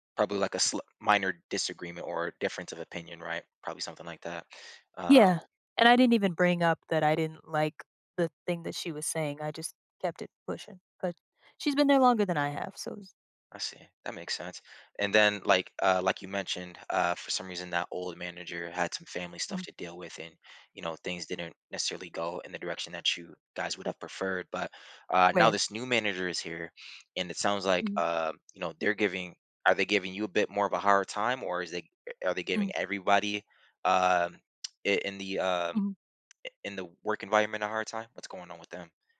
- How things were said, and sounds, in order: tsk; tapping
- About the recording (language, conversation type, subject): English, advice, How can I cope with workplace bullying?
- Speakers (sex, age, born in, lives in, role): female, 30-34, United States, United States, user; male, 30-34, United States, United States, advisor